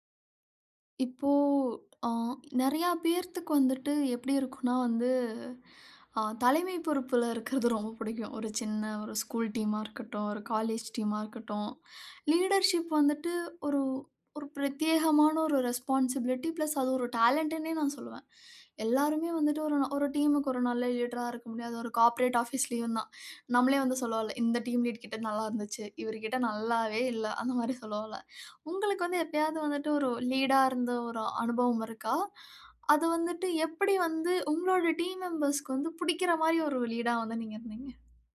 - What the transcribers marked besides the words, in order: drawn out: "இப்போ"; other background noise; in English: "லீடர்ஷிப்"; in English: "ரெஸ்பான்சிபிலிட்டி ப்ளஸ்"; in English: "டேலண்ட்டுனே"; in English: "லீடரா"; in English: "கார்ப்பரேட் ஆபீஸ்லயும்"; in English: "டீம் லீட்"; tapping; in English: "லீடா"; in English: "டீம் மெம்பர்ஸ்‌க்கு"; in English: "லீடா"
- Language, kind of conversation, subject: Tamil, podcast, ஒரு தலைவராக மக்கள் நம்பிக்கையைப் பெற நீங்கள் என்ன செய்கிறீர்கள்?